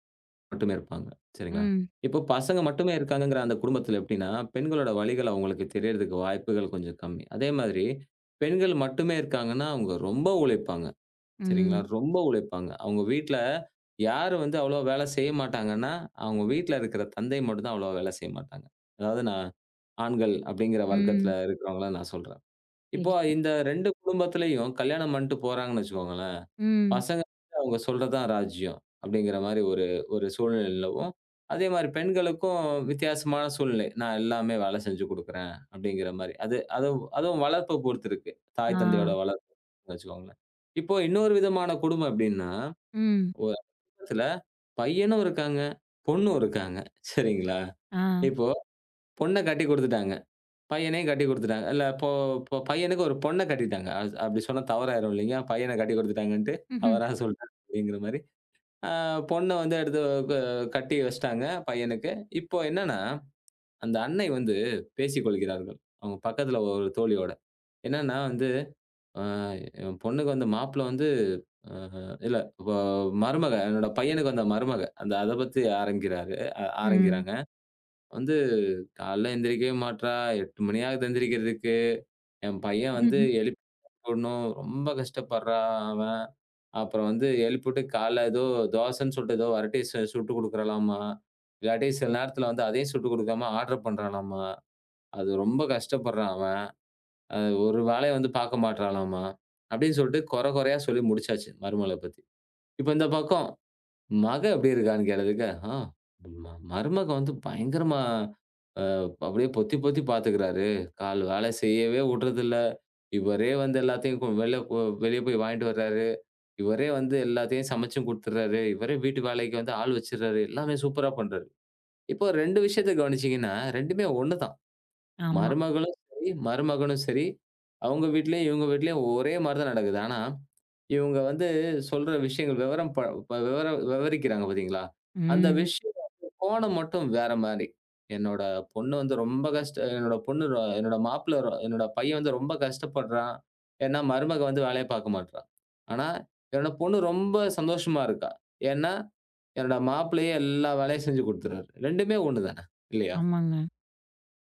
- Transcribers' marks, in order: other noise; unintelligible speech; laughing while speaking: "சரிங்களா?"; laughing while speaking: "தவறா சொல்ட்டேன்"; chuckle; unintelligible speech; in English: "ஆடர்"; "கேட்டதுக்கு" said as "கேளதுக்க"
- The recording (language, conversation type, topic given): Tamil, podcast, வேலை இடத்தில் நீங்கள் பெற்ற பாத்திரம், வீட்டில் நீங்கள் நடந்துகொள்ளும் விதத்தை எப்படி மாற்றுகிறது?